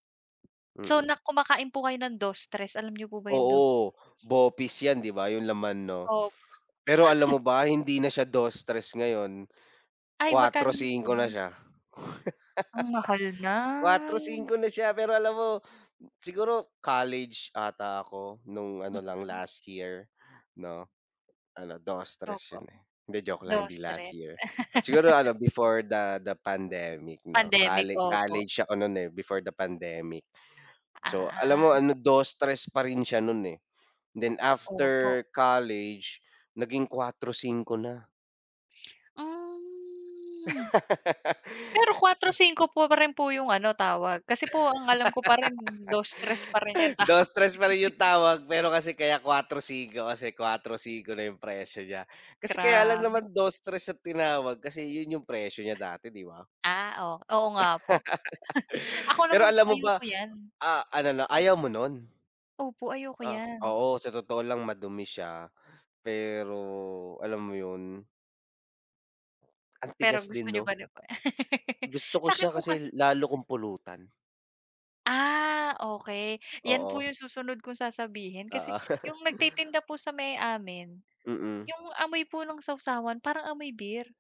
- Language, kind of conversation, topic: Filipino, unstructured, Ano ang paborito mong pagkaing kalye at bakit?
- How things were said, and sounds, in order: laugh; laugh; laugh; drawn out: "Hmm"; laugh; laugh; laughing while speaking: "tawag"; laugh; laugh; laugh; laugh